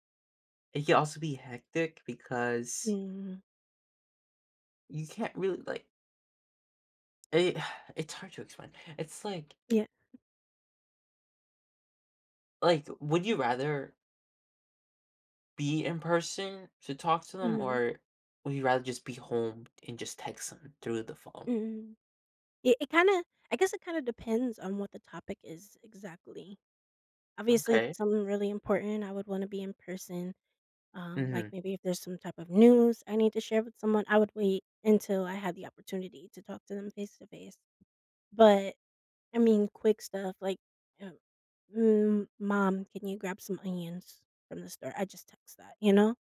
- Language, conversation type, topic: English, unstructured, How have smartphones changed the way we communicate?
- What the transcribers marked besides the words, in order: sigh; other background noise; tapping; stressed: "news"